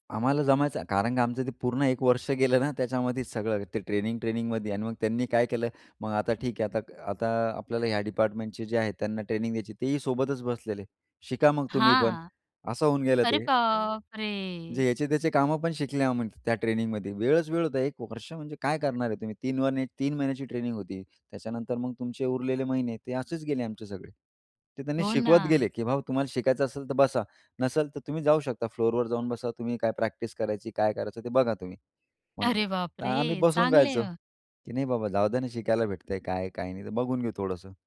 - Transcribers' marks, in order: other background noise; other noise; laughing while speaking: "अरे"
- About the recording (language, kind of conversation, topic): Marathi, podcast, तुमच्या कामाच्या प्रवासात तुम्हाला सर्वात जास्त समाधान देणारा क्षण कोणता होता?